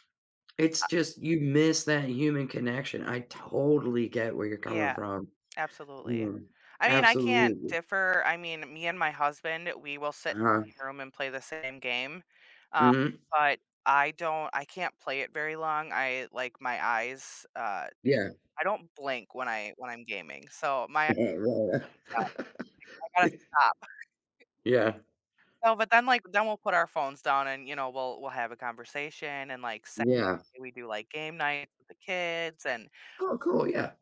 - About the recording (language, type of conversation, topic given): English, unstructured, What are your thoughts on city living versus country living?
- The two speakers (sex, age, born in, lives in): female, 35-39, United States, United States; female, 55-59, United States, United States
- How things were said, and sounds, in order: stressed: "totally"; other background noise; tapping; chuckle; laughing while speaking: "Ri"; chuckle; laugh